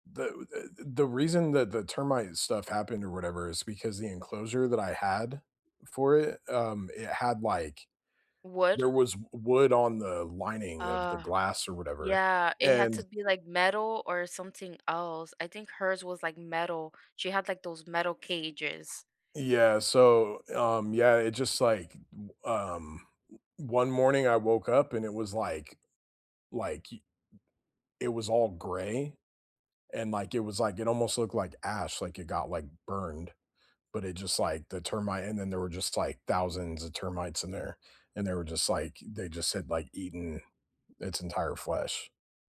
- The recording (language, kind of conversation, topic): English, unstructured, Which celebrity or creator would you genuinely want to hang out with, and what would you do together?
- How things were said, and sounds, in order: other background noise